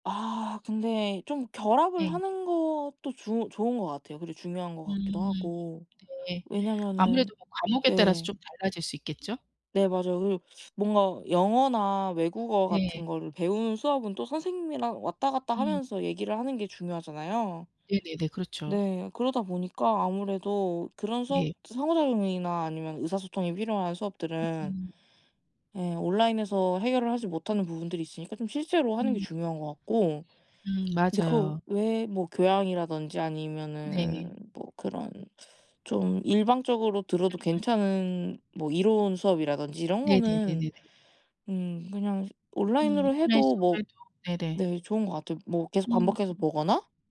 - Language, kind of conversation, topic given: Korean, unstructured, 온라인 수업이 대면 수업과 어떤 점에서 다르다고 생각하나요?
- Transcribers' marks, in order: tapping; other background noise